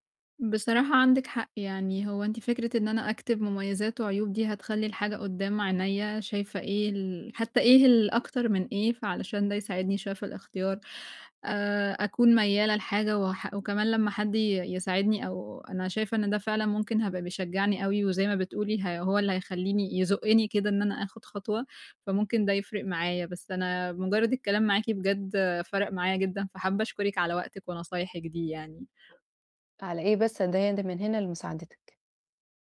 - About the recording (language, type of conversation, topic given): Arabic, advice, إزاي أتعامل مع الشك وعدم اليقين وأنا باختار؟
- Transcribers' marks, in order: other background noise